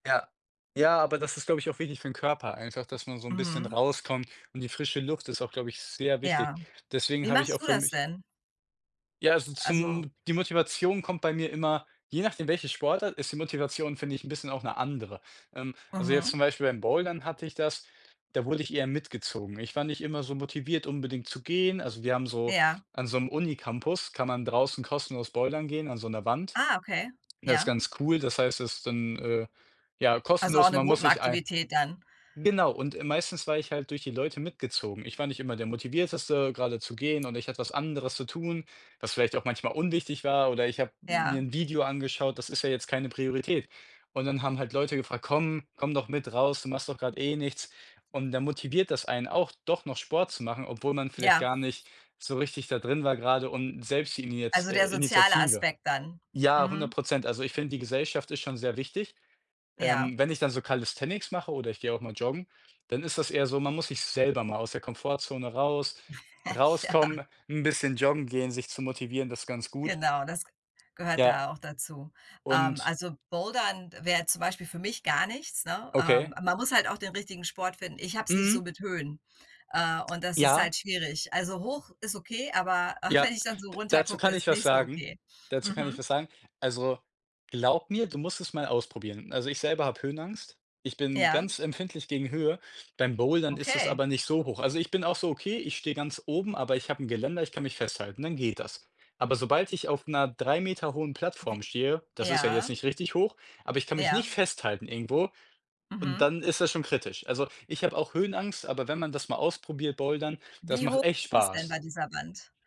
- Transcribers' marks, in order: other background noise; snort; laughing while speaking: "Ja"; laughing while speaking: "aber wenn ich"
- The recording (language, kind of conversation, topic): German, unstructured, Wie motivierst du dich, regelmäßig Sport zu treiben?
- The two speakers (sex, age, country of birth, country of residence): female, 45-49, Germany, United States; male, 20-24, Germany, Germany